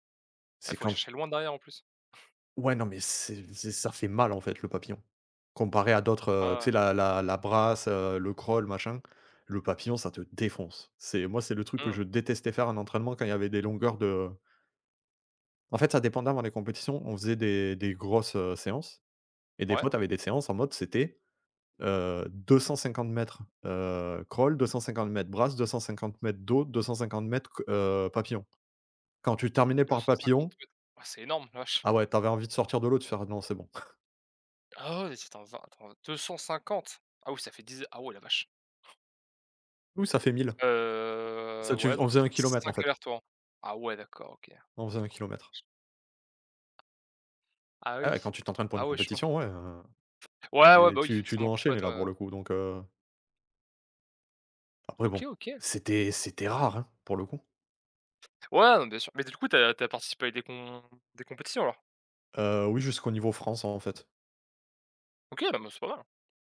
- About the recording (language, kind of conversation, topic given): French, unstructured, Comment le sport peut-il changer ta confiance en toi ?
- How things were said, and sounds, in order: chuckle; stressed: "défonce"; other background noise; chuckle; gasp; drawn out: "Heu"; other noise; tapping; "compétition" said as "compèt"; stressed: "rare"